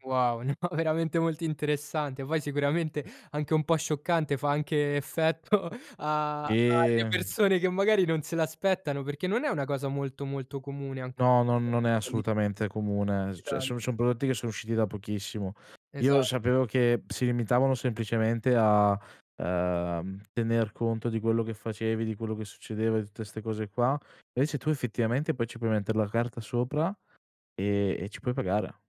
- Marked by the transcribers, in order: laughing while speaking: "no"; other background noise; laughing while speaking: "effetto"; unintelligible speech; "invece" said as "ivece"
- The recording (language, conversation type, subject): Italian, podcast, Cosa ne pensi dei pagamenti completamente digitali nel prossimo futuro?